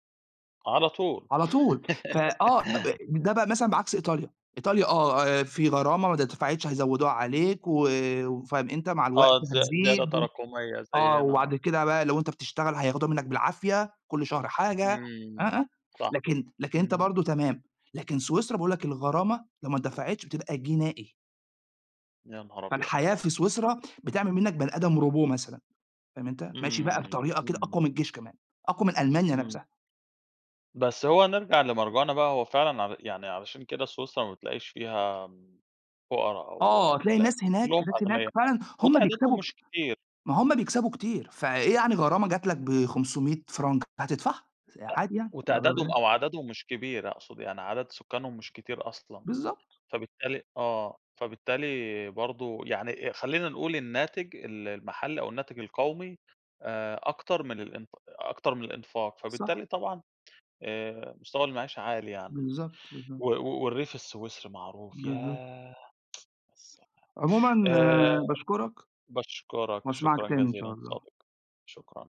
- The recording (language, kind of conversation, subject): Arabic, unstructured, هل إنت شايف إن الحكومة مهتمّة كفاية بفُقرا المجتمع؟
- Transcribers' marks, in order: tapping; laugh; other background noise; in English: "robot"; lip smack